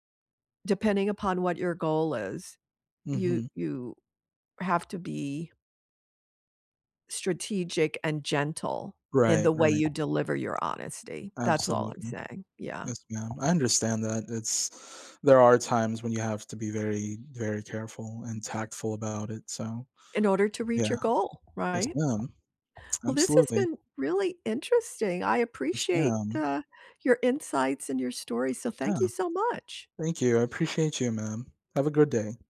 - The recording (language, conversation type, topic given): English, unstructured, What does honesty mean to you in everyday life?
- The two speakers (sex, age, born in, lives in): female, 75-79, United States, United States; male, 30-34, Philippines, United States
- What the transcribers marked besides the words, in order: tapping; other background noise